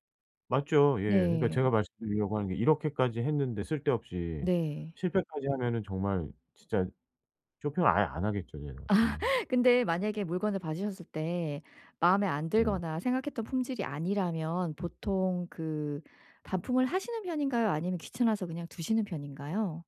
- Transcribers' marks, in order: other background noise; laugh
- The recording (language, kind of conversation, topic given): Korean, advice, 온라인 쇼핑할 때 제품 품질이 걱정될 때 어떻게 안심할 수 있나요?